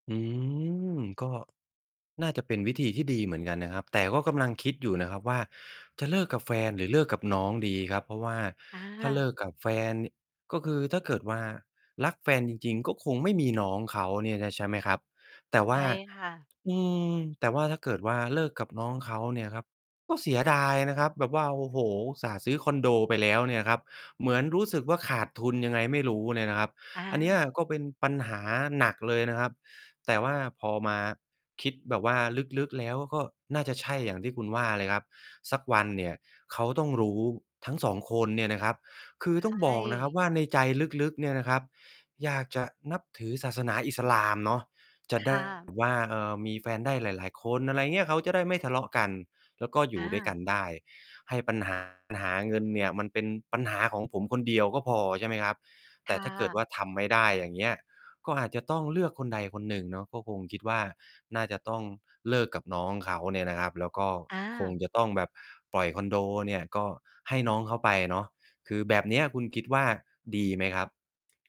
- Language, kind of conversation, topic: Thai, advice, ปัญหาทางการเงินและการแบ่งหน้าที่ทำให้เกิดการทะเลาะกันอย่างไร?
- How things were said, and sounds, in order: drawn out: "อืม"; tapping; distorted speech